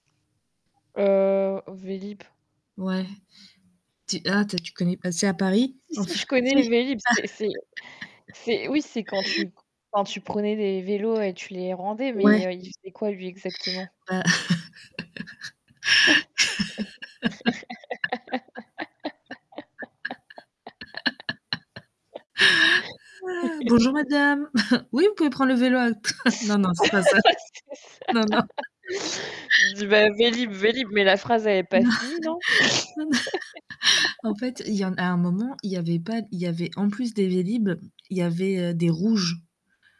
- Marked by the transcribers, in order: static; other background noise; distorted speech; laugh; laugh; laugh; chuckle; laugh; chuckle; laugh; chuckle; laughing while speaking: "C'est ça !"; laugh; unintelligible speech; laughing while speaking: "Non. Non, non"; chuckle; laugh
- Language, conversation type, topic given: French, unstructured, Préféreriez-vous être une personne du matin ou du soir si vous deviez choisir pour le reste de votre vie ?